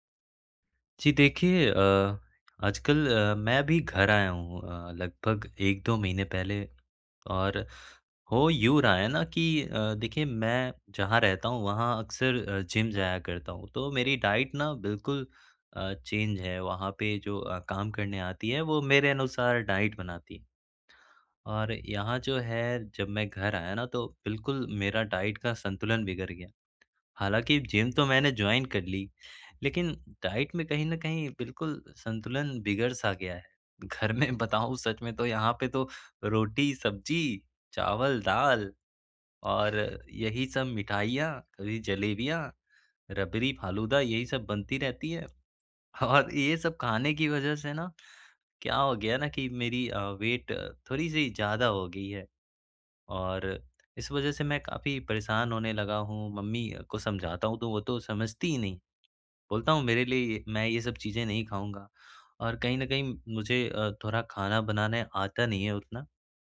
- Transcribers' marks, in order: in English: "डाइट"; in English: "चेंज"; in English: "डाइट"; in English: "डाइट"; in English: "जॉइन"; in English: "डाइट"; laughing while speaking: "घर में बताऊँ सच में तो"; other background noise; laughing while speaking: "और"; in English: "वेट"
- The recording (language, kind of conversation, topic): Hindi, advice, परिवार के खाने की पसंद और अपने आहार लक्ष्यों के बीच मैं संतुलन कैसे बना सकता/सकती हूँ?